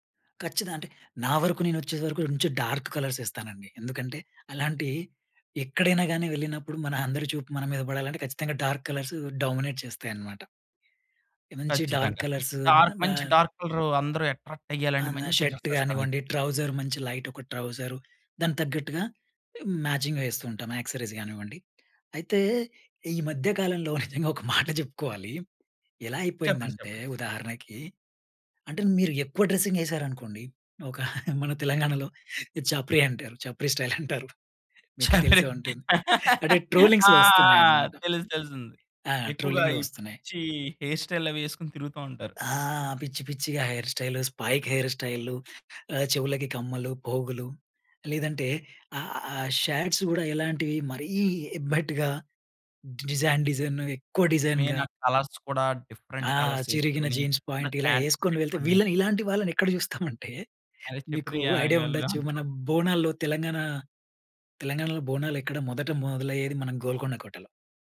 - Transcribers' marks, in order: in English: "డార్క్ కలర్స్"; in English: "డార్క్ కలర్స్ డామినేట్"; in English: "డార్క్ కలర్స్"; in English: "డార్క్"; in English: "డార్క్ కలర్"; in English: "అట్రాక్ట్"; tapping; in English: "షర్ట్"; in English: "డ్రెస్"; in English: "ట్రౌజర్"; in English: "లైట్"; in English: "ట్రౌజర్"; in English: "మ్యాచింగ్"; in English: "యాక్సరీస్"; laughing while speaking: "నిజంగా ఒక మాట జెప్పుకోవాలి"; in English: "డ్రెస్సింగ్"; laughing while speaking: "మన తెలంగాణలో, ఇది చాప్రి అంటారు … అంటే ట్రోలింగ్స్‌లో వస్తున్నాయన్నమాట"; in Hindi: "చాప్రి"; in Hindi: "చాప్రీ"; in English: "స్టైల్"; laugh; in English: "ట్రోలింగ్స్‌లో"; in English: "ట్రోలింగ్‌లో"; in English: "హెయిర్ స్టైల్"; in English: "హెయిర్ స్టైల్, స్పైక్ హెయిర్ స్టైల్"; in English: "షాట్స్"; in English: "డిజైన్"; in English: "డిజైన్‌గా"; in English: "మెయిన్"; in English: "కలర్స్"; in English: "డిఫరెంట్ కలర్స్"; giggle; in Hindi: "చేప్రియా"; "చాప్రి" said as "చేప్రియా"
- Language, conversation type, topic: Telugu, podcast, మీ సంస్కృతి మీ వ్యక్తిగత శైలిపై ఎలా ప్రభావం చూపిందని మీరు భావిస్తారు?